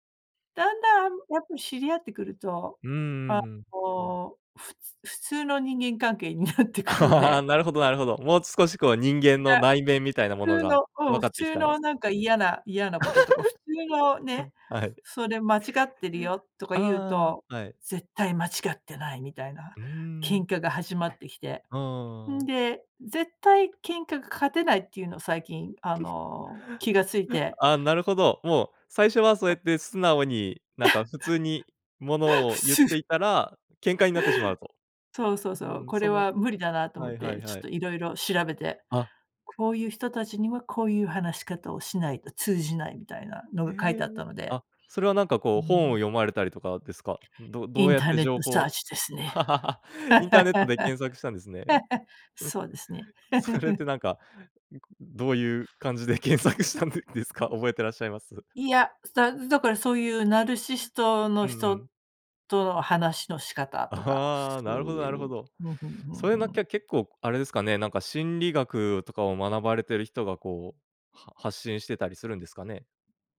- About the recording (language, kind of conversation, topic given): Japanese, podcast, 相手の話を遮らずに聞くコツはありますか？
- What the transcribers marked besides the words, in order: laughing while speaking: "なってくので"; laughing while speaking: "ああ"; laugh; giggle; other noise; laugh; laughing while speaking: "普通"; chuckle; laugh; laugh; laughing while speaking: "検索したんで ですか？"; other background noise; tapping